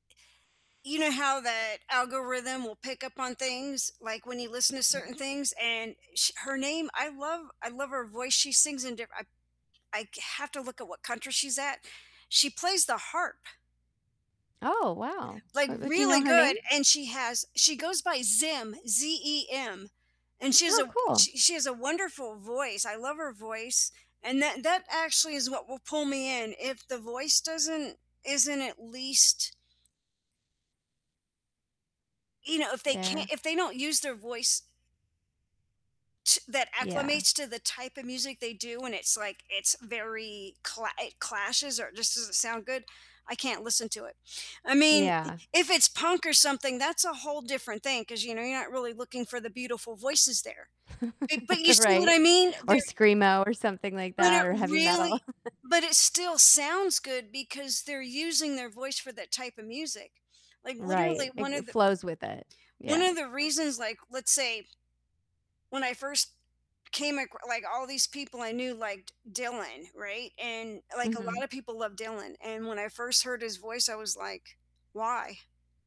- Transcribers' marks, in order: static; distorted speech; chuckle; chuckle
- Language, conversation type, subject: English, unstructured, What are your favorite ways to discover new music these days, and which discoveries have meant the most to you?